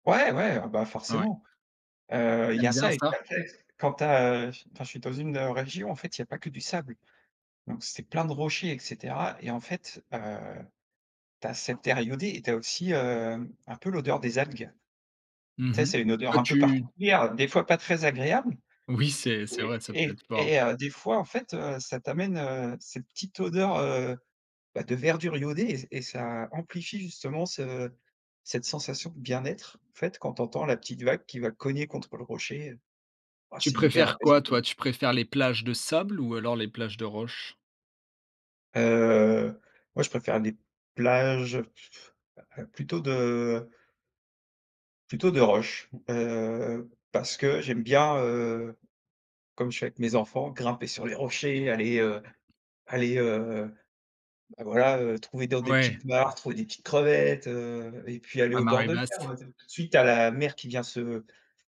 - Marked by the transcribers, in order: drawn out: "Heu"; blowing; unintelligible speech
- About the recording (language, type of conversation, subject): French, podcast, Quel bruit naturel t’apaise instantanément ?